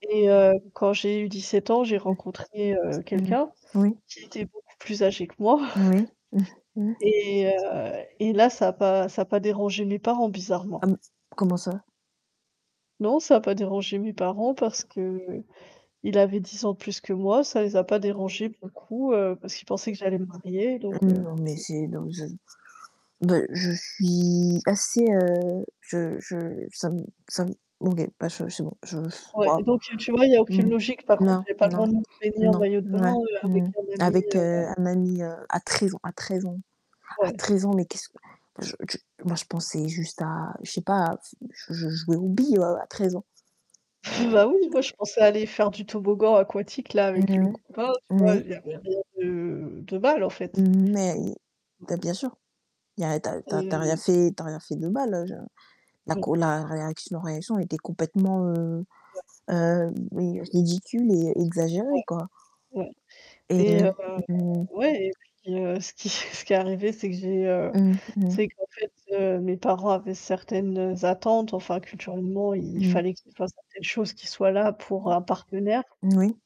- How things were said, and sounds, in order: static; distorted speech; other background noise; chuckle; sigh; chuckle; tapping; mechanical hum; chuckle
- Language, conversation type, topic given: French, unstructured, La gestion des attentes familiales est-elle plus délicate dans une amitié ou dans une relation amoureuse ?